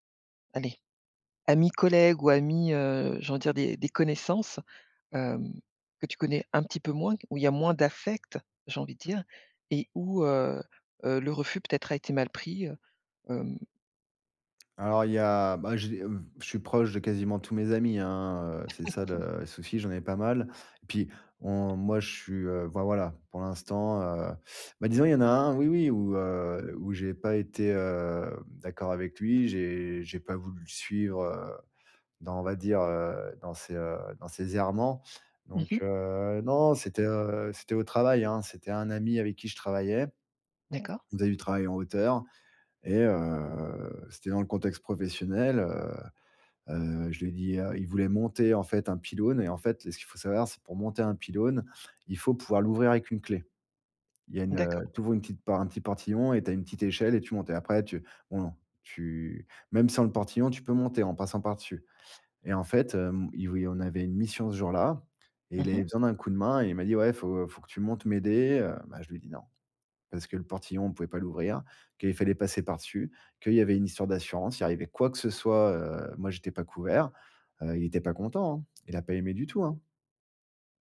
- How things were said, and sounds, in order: stressed: "d'affects"; chuckle; drawn out: "hem"; drawn out: "heu"; stressed: "quoi que ce soit"
- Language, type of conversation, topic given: French, podcast, Comment dire non à un ami sans le blesser ?